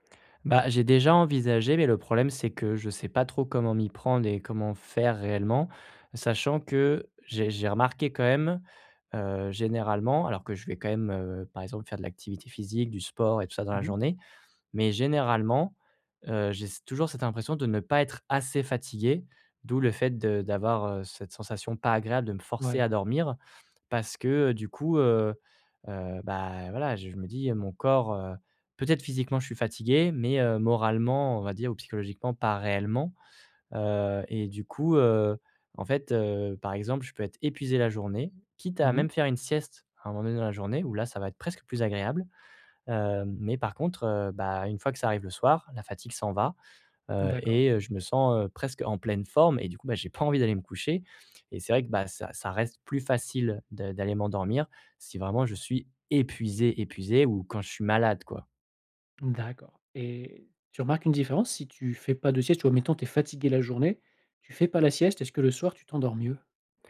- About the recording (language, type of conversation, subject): French, advice, Pourquoi est-ce que je me réveille plusieurs fois par nuit et j’ai du mal à me rendormir ?
- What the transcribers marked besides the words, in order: none